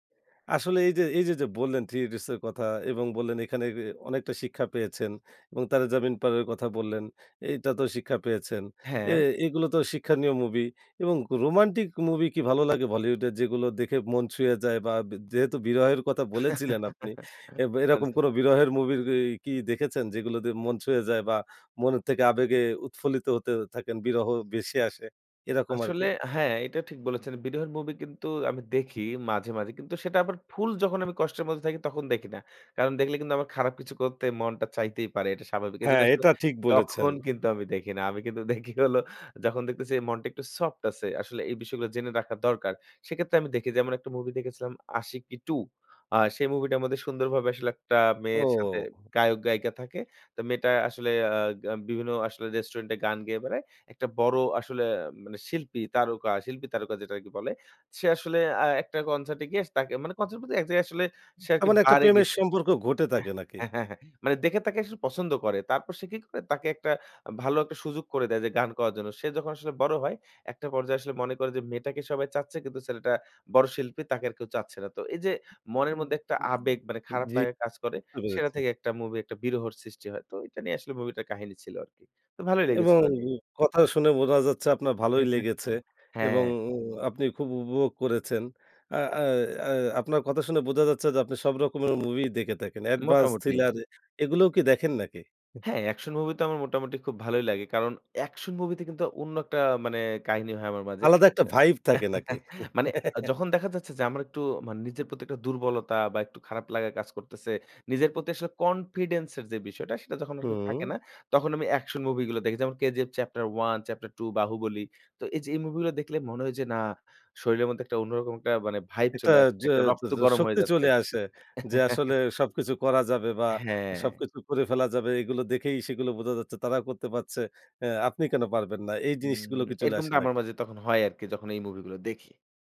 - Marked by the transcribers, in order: tapping; giggle; laughing while speaking: "দেখি হলো"; drawn out: "ও"; in English: "bar"; in English: "Advance, thriller"; in English: "vibe"; laugh; giggle; in English: "confidence"; in English: "vibe"; giggle
- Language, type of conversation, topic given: Bengali, podcast, কোনো সিনেমা বা গান কি কখনো আপনাকে অনুপ্রাণিত করেছে?